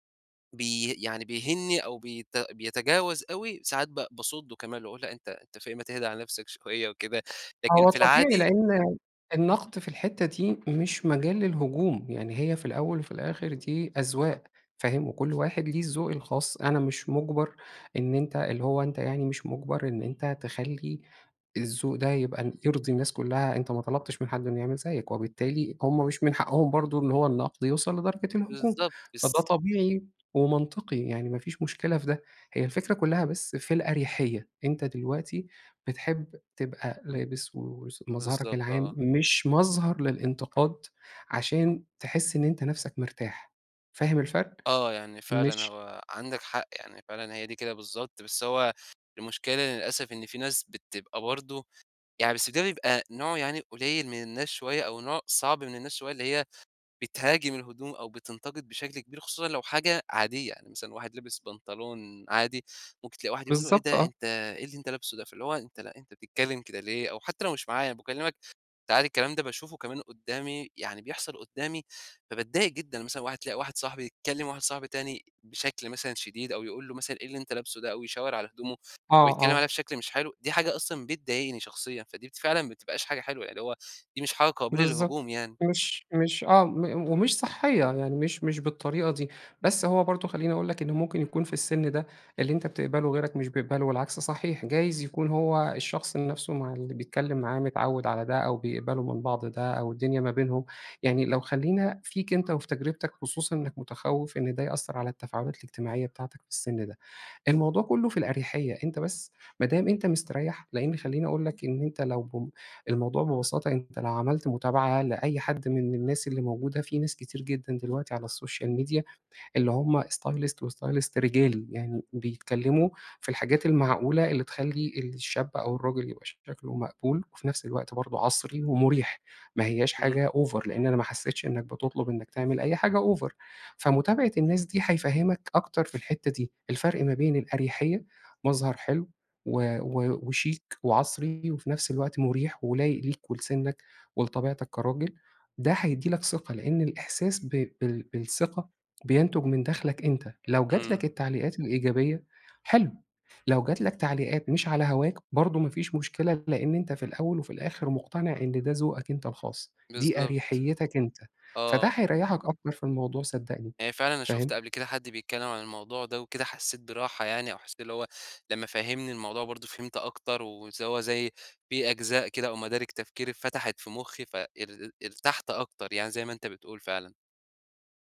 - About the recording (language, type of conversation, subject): Arabic, advice, ازاي أتخلص من قلقي المستمر من شكلي وتأثيره على تفاعلاتي الاجتماعية؟
- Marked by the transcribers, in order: other background noise; tapping; background speech; in English: "السوشيال ميديا"; in English: "stylist وstylist"; in English: "over"; in English: "over"